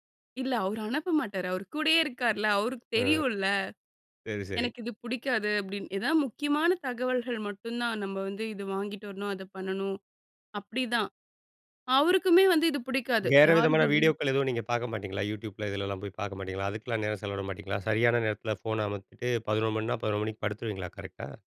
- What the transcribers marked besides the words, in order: none
- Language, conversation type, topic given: Tamil, podcast, ஒரு நல்ல தூக்கத்துக்கு நீங்கள் என்ன வழிமுறைகள் பின்பற்றுகிறீர்கள்?